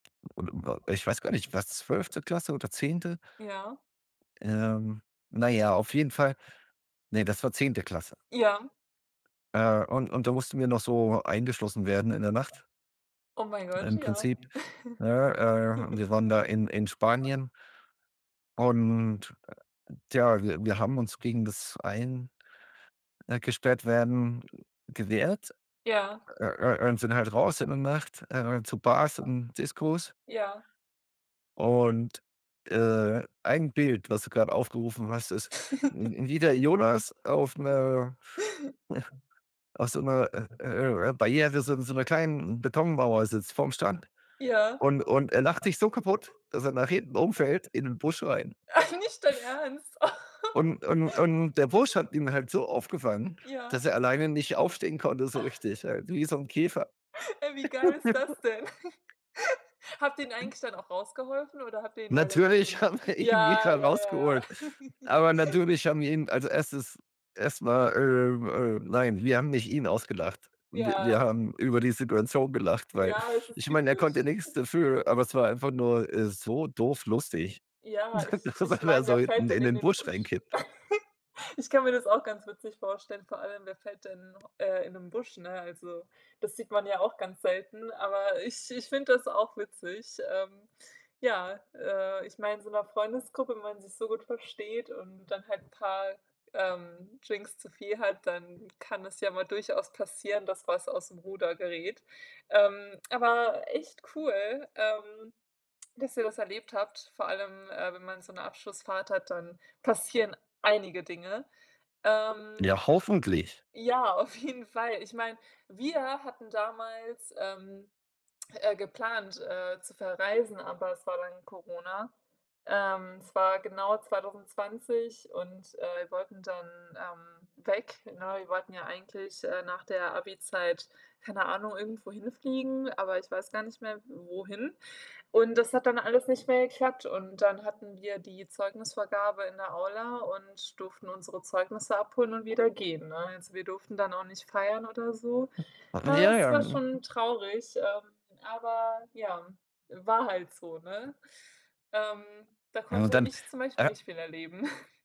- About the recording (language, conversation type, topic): German, unstructured, Hast du eine lustige Geschichte aus deinem Urlaub?
- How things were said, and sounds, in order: other background noise; chuckle; chuckle; chuckle; chuckle; laugh; laugh; laugh; unintelligible speech; laughing while speaking: "haben wir ihn wieder rausgeholt"; chuckle; chuckle; laughing while speaking: "dass er"; chuckle; laughing while speaking: "auf jeden"; stressed: "wir"